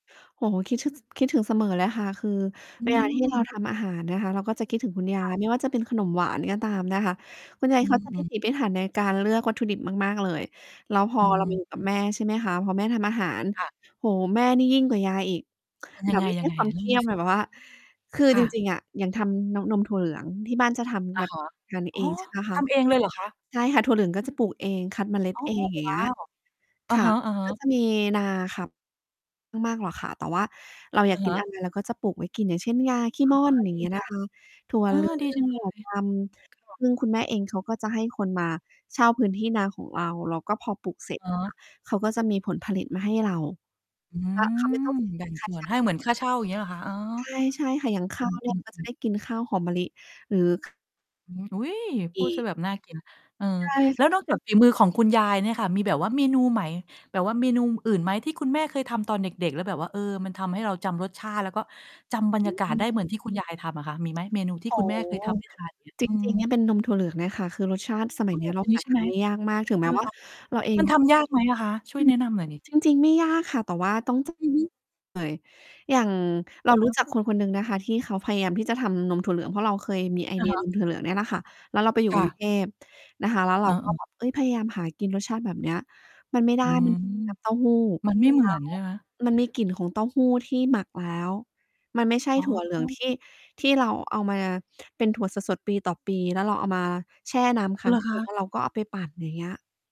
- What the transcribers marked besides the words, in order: static; distorted speech; mechanical hum; unintelligible speech; tapping; other background noise; unintelligible speech; unintelligible speech; unintelligible speech; unintelligible speech
- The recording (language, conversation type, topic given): Thai, podcast, มีมื้ออาหารมื้อไหนที่คุณยังจำรสชาติและบรรยากาศได้จนติดใจบ้าง เล่าให้ฟังหน่อยได้ไหม?
- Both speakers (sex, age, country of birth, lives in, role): female, 35-39, Thailand, Thailand, guest; female, 45-49, Thailand, Thailand, host